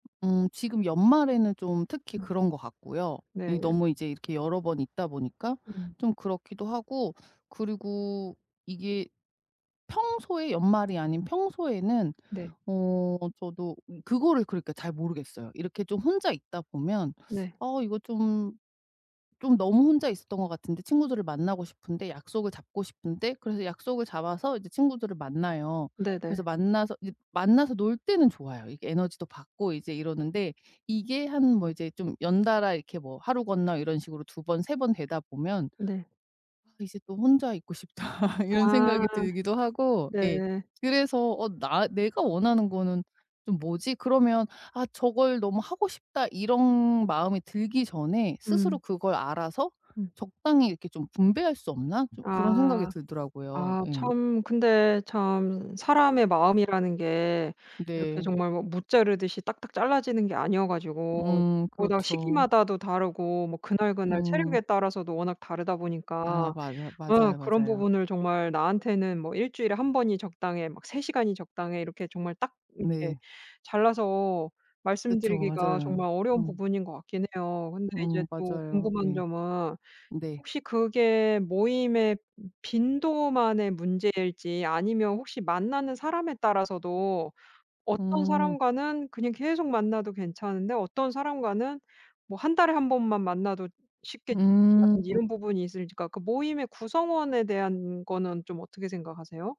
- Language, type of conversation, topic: Korean, advice, 사람들과 어울리는 시간과 혼자 있는 시간의 균형을 어떻게 맞추면 좋을까요?
- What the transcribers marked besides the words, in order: other background noise; teeth sucking; laughing while speaking: "싶다.'"